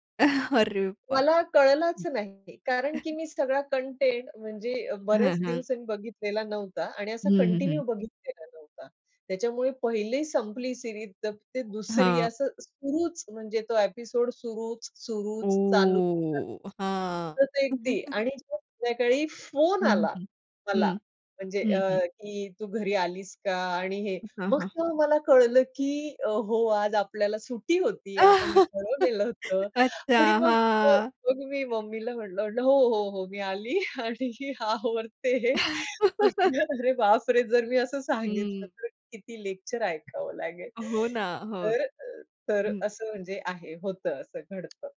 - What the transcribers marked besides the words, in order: chuckle; unintelligible speech; chuckle; in English: "कंटिन्यू"; in English: "सीरीज"; drawn out: "ओ"; in English: "ॲपिसोड"; chuckle; unintelligible speech; other background noise; laugh; laughing while speaking: "आली आणि आता म्हटलं अरे … लेक्चर ऐकावं लागेल"; laugh; tapping
- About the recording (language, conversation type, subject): Marathi, podcast, सोशल मीडियावर वेळ घालवल्यानंतर तुम्हाला कसे वाटते?